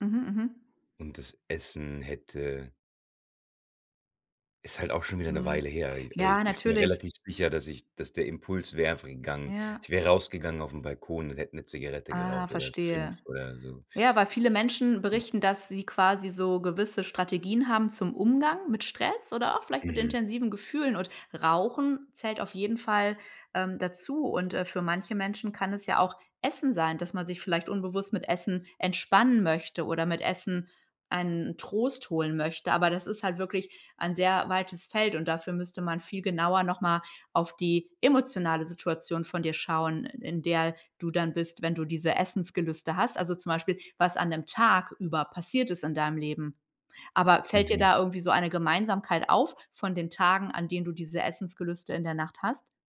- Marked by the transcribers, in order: other background noise; stressed: "Rauchen"
- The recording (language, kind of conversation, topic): German, advice, Wie und in welchen Situationen greifst du bei Stress oder Langeweile zum Essen?